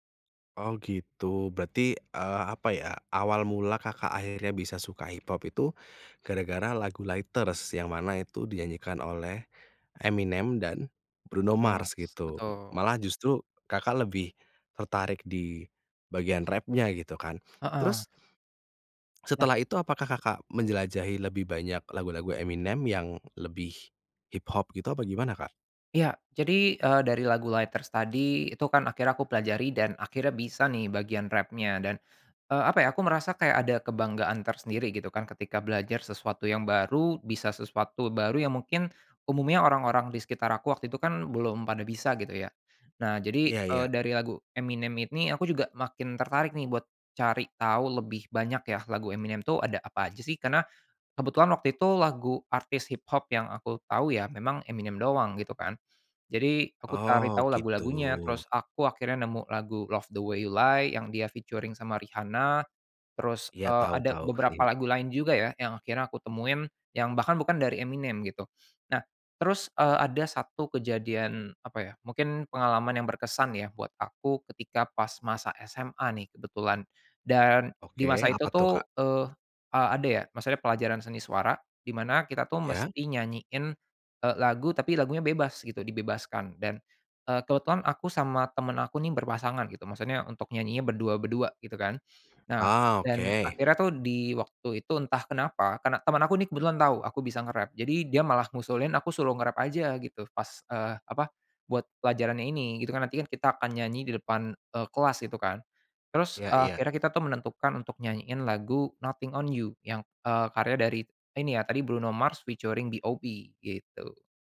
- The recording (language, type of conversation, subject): Indonesian, podcast, Lagu apa yang membuat kamu merasa seperti pulang atau merasa nyaman?
- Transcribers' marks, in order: "Bruno Mars" said as "no mars"; other background noise; tapping; in English: "featuring"; chuckle; tongue click; in English: "featuring"